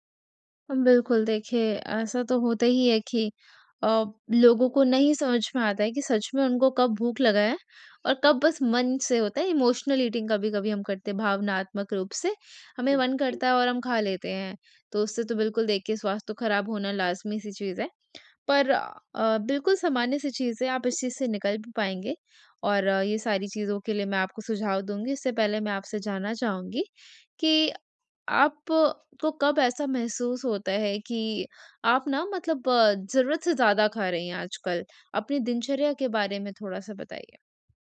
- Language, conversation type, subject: Hindi, advice, भूख और तृप्ति को पहचानना
- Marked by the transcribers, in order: tapping; in English: "इमोशनल ईटिंग"; other background noise